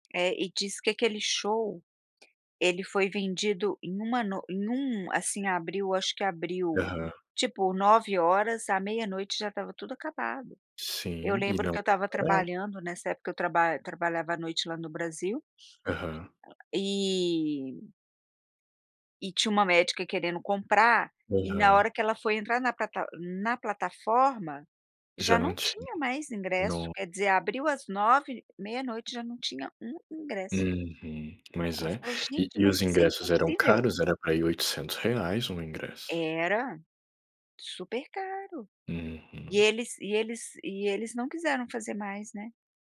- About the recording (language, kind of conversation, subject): Portuguese, unstructured, Você prefere ouvir música ao vivo ou em plataformas digitais?
- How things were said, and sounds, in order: tapping; other noise